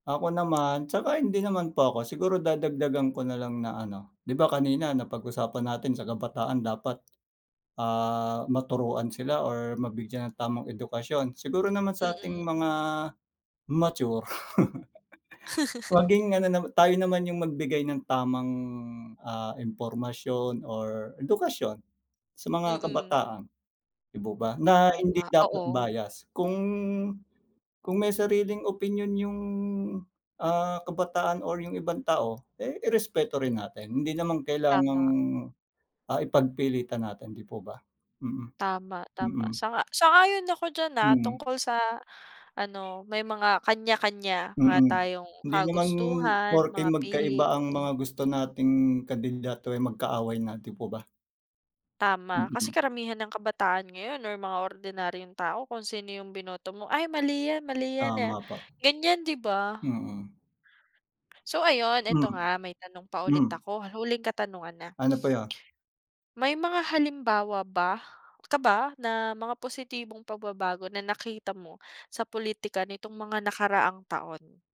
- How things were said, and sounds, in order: tapping; chuckle; other background noise; unintelligible speech
- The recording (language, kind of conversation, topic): Filipino, unstructured, Paano mo gustong magbago ang pulitika sa Pilipinas?